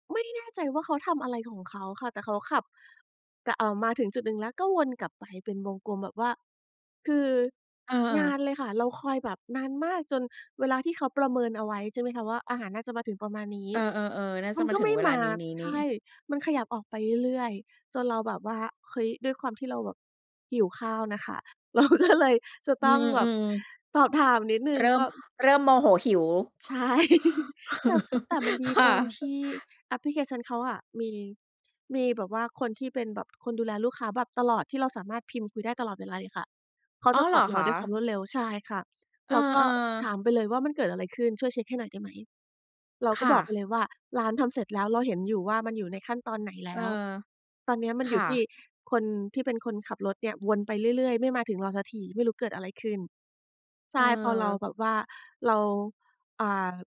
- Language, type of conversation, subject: Thai, podcast, คุณช่วยเล่าให้ฟังหน่อยได้ไหมว่าแอปไหนที่ช่วยให้ชีวิตคุณง่ายขึ้น?
- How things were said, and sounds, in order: laughing while speaking: "เราก็เลย"; laughing while speaking: "ใช่"; laugh; laughing while speaking: "ค่ะ"